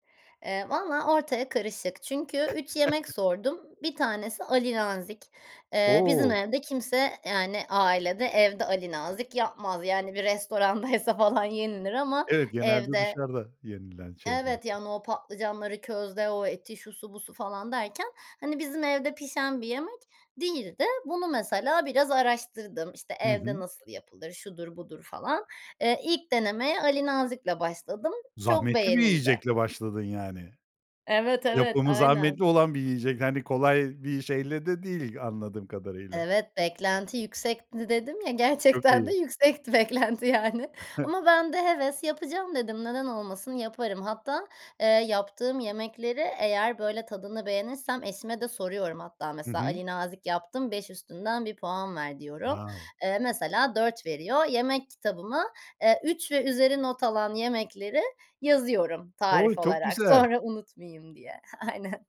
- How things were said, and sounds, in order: chuckle; other background noise; laughing while speaking: "restorandaysa"; laughing while speaking: "beklenti, yani"; chuckle; in English: "Wow!"; laughing while speaking: "Sonra"; laughing while speaking: "Aynen"
- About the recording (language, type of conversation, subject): Turkish, podcast, Yemek yapmayı bir hobi olarak görüyor musun ve en sevdiğin yemek hangisi?